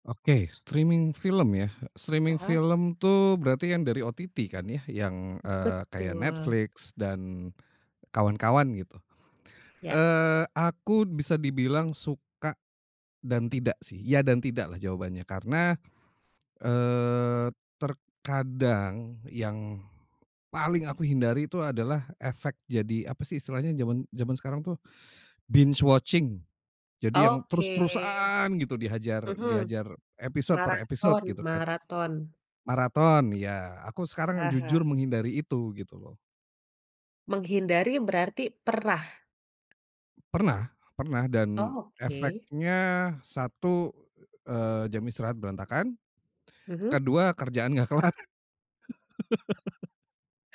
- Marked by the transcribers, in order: in English: "streaming"; in English: "Streaming"; in English: "OTT"; other background noise; tapping; in English: "binge watching"; laughing while speaking: "kelar"; laugh
- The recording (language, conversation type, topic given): Indonesian, podcast, Bagaimana layanan streaming mengubah cara kita menonton televisi?